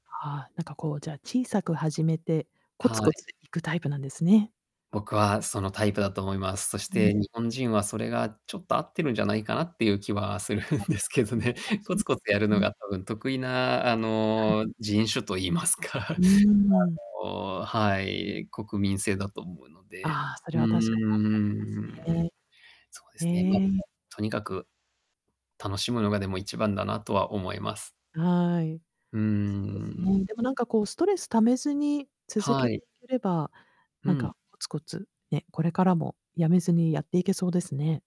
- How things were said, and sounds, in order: distorted speech; static; laughing while speaking: "するんですけどね"; laughing while speaking: "人種と言いますか"; giggle; drawn out: "うーん"; other noise
- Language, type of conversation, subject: Japanese, podcast, 物事を長く続けるためのコツはありますか？